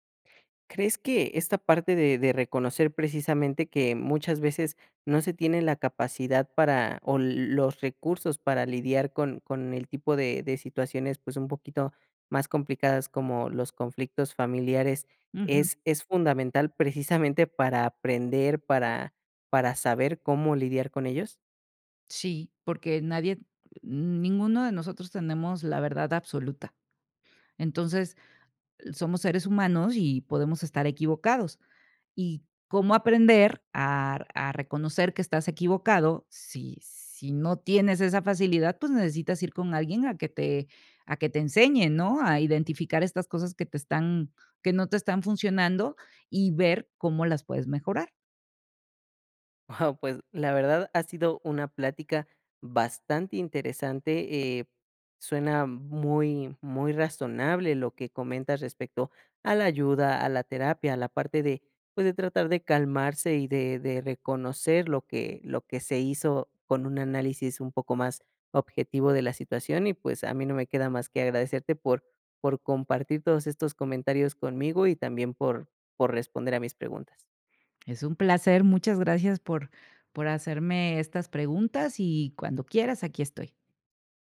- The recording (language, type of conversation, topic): Spanish, podcast, ¿Cómo puedes reconocer tu parte en un conflicto familiar?
- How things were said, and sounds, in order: none